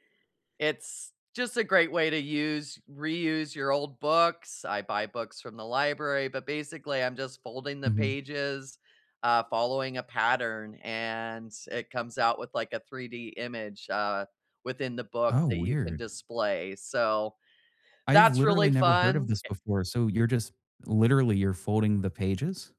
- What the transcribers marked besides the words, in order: tapping
- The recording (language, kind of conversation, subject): English, unstructured, Have you ever taught yourself a new skill, and how did it feel?